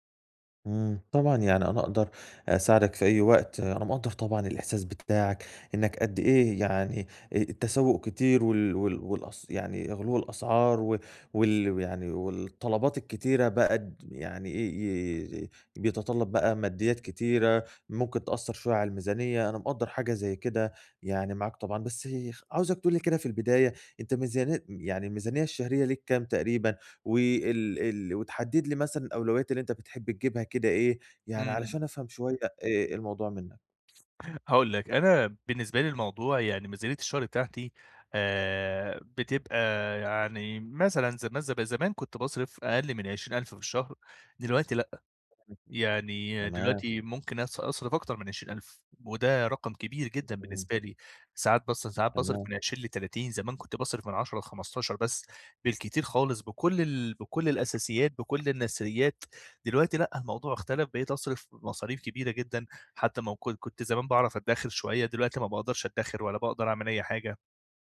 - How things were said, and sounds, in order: tapping; unintelligible speech; unintelligible speech
- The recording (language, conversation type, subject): Arabic, advice, إزاي أتبضع بميزانية قليلة من غير ما أضحي بالستايل؟